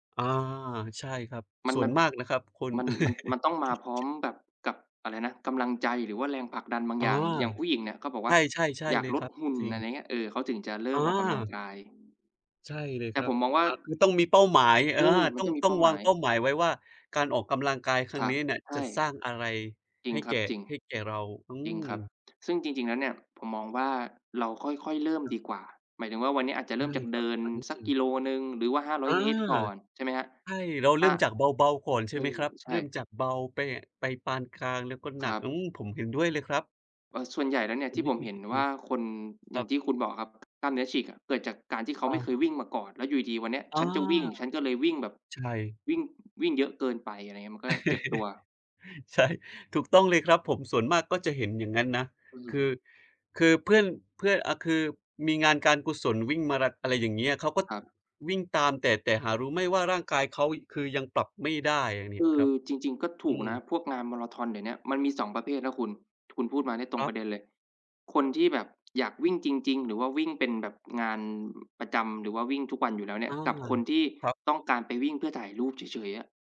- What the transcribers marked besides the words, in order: chuckle; other street noise; chuckle
- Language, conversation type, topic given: Thai, unstructured, คุณคิดว่าการออกกำลังกายสำคัญต่อชีวิตอย่างไร?